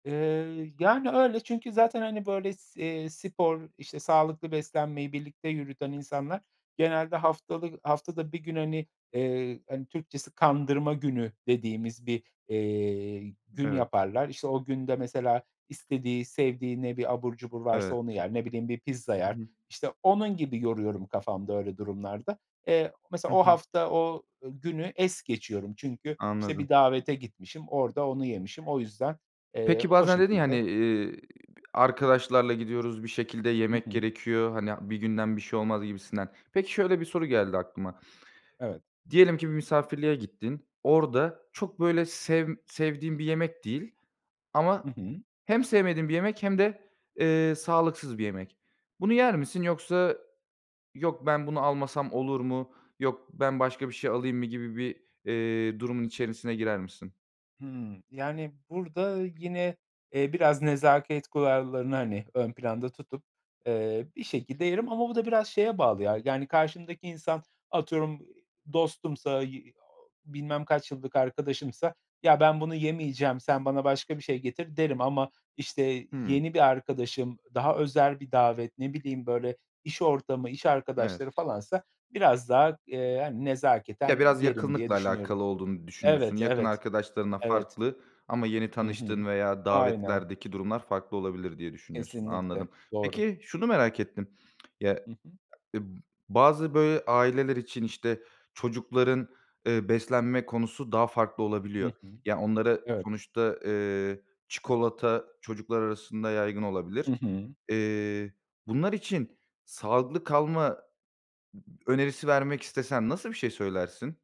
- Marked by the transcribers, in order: other background noise; lip smack
- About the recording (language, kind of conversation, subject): Turkish, podcast, Sağlıklı beslenmek için pratik ipuçları nelerdir?